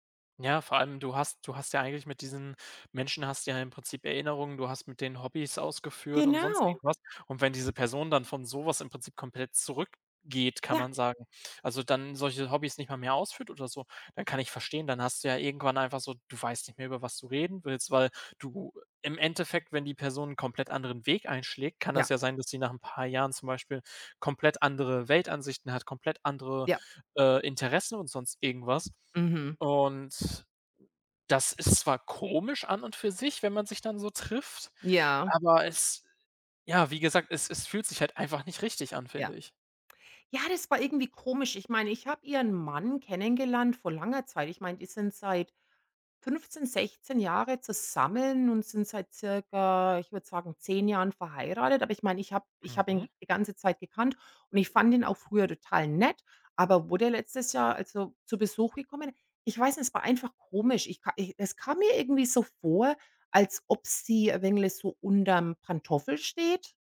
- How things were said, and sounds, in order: other background noise
- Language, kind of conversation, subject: German, unstructured, Was macht für dich eine gute Freundschaft aus?